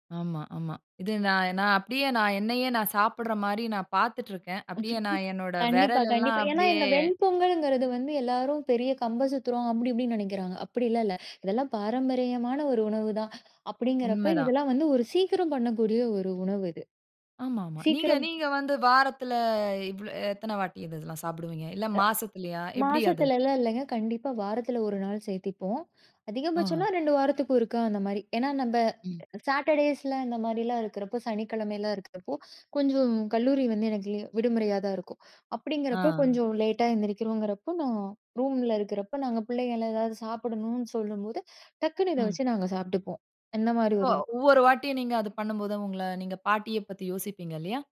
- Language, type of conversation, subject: Tamil, podcast, உங்கள் வீட்டில் தலைமுறையாகப் பின்பற்றப்படும் ஒரு பாரம்பரிய சமையல் செய்முறை என்ன?
- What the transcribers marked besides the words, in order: other background noise; laugh; "விரல் எல்லாம்" said as "வெரலெல்லாம்"; "கம்பு சுத்துகிறோம்" said as "கம்ப சுத்துரம்"; inhale; gasp; "சேத்துபோம்" said as "சேத்திப்போம்"; "ஒருக்க" said as "ஒருக்கா"; in English: "சேட்டர்டேய்ஸ்"; inhale; inhale